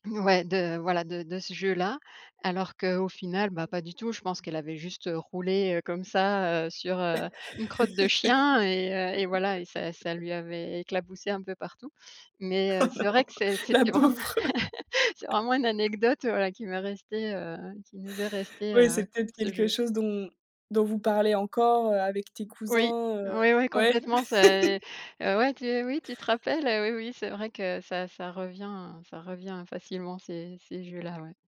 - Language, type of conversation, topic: French, podcast, Quelle aventure inventais-tu quand tu jouais dehors ?
- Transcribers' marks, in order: laugh; background speech; laughing while speaking: "Oh non ! La pauvre !"; laugh; laugh